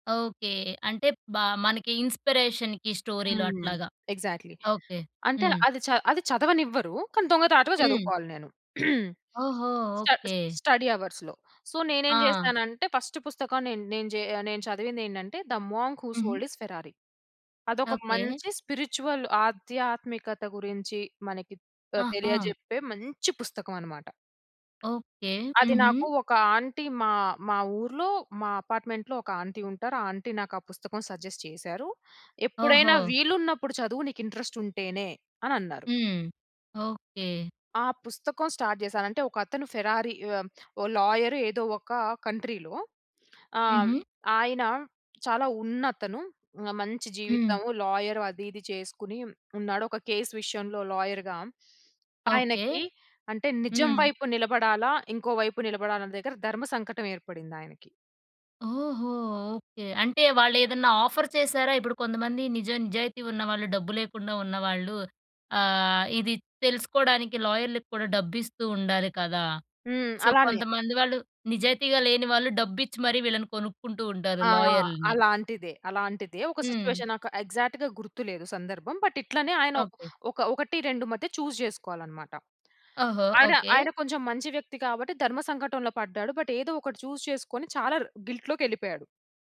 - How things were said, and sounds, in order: in English: "ఇన్‌స్పి‌రేషన్‌కి"; in English: "ఎగ్సాక్ట్‌లీ"; throat clearing; in English: "స్టడ్ స్టడీ అవర్స్‌లో. సో"; in English: "ఫస్ట్"; in English: "ద మోంక్ హు సోల్డ్ హిజ్ ఫెరారి"; in English: "స్పిరిచువల్"; stressed: "మంచి"; tapping; in English: "అపార్ట్మెంట్‌లో"; in English: "సజెస్ట్"; in English: "స్టార్ట్"; in English: "ఫెరారి"; in English: "కంట్రీలో"; in English: "లాయర్"; in English: "కేస్"; in English: "లాయర్‌గా"; in English: "ఆఫర్"; in English: "సో"; in English: "సిచ్యువేషన్"; in English: "ఎగ్సాక్ట్‌గా"; in English: "బట్"; in English: "చూస్"; in English: "బట్"; in English: "చూస్"
- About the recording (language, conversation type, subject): Telugu, podcast, జీవితానికి అర్థం తెలుసుకునే ప్రయాణంలో మీరు వేసిన మొదటి అడుగు ఏమిటి?